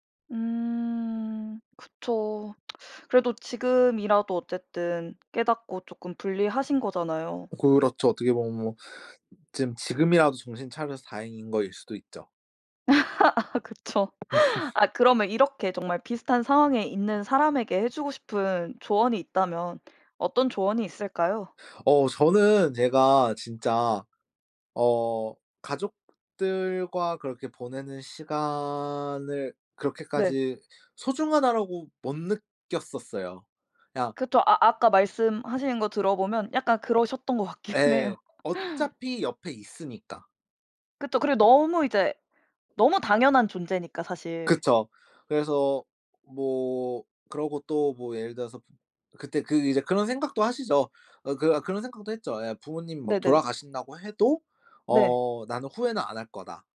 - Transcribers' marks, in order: tsk; laugh; laughing while speaking: "아"; laugh; laughing while speaking: "같긴 해요"; laugh
- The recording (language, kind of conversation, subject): Korean, podcast, 일과 삶의 균형을 바꾸게 된 계기는 무엇인가요?